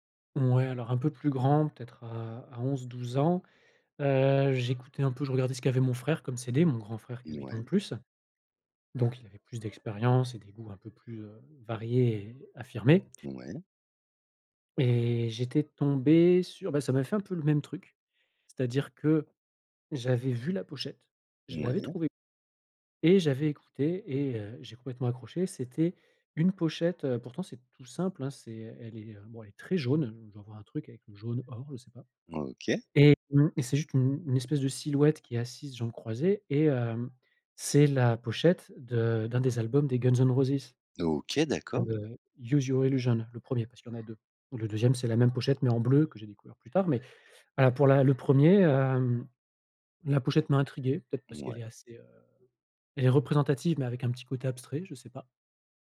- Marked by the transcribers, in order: other background noise; dog barking; tapping
- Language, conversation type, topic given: French, podcast, Quelle chanson t’a fait découvrir un artiste important pour toi ?